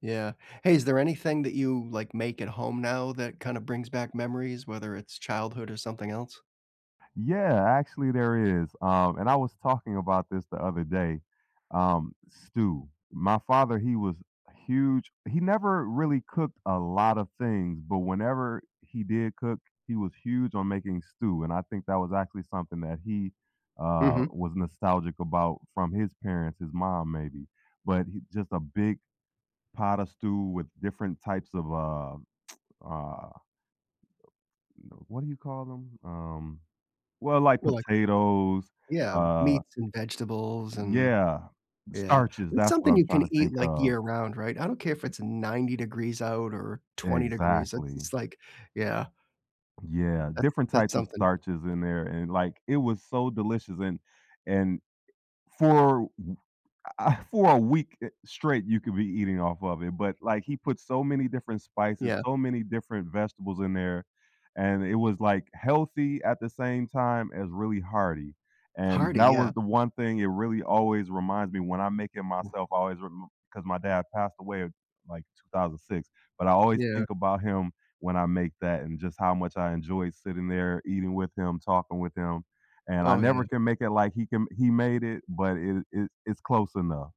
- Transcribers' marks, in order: tapping; lip smack; other background noise; other noise; laughing while speaking: "I"
- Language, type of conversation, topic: English, unstructured, What is a food memory that means a lot to you?
- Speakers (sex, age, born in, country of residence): male, 50-54, United States, United States; male, 60-64, United States, United States